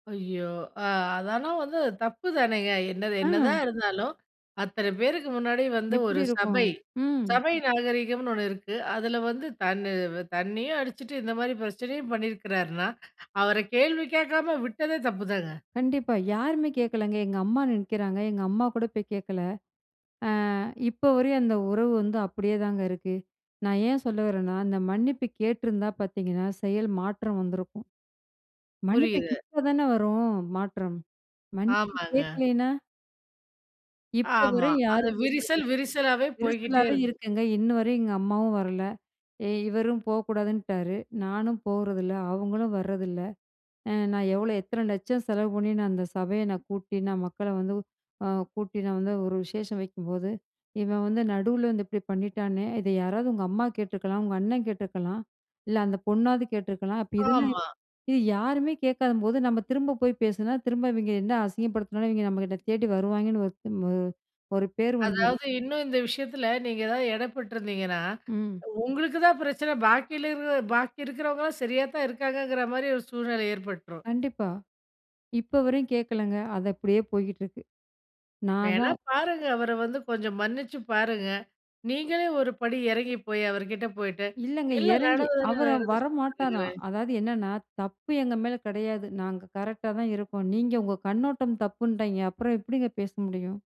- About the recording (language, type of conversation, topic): Tamil, podcast, மன்னிப்பு கேட்ட பிறகு, செயலில் மாற்றத்தை காட்ட வேண்டுமா?
- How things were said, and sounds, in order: tapping; other background noise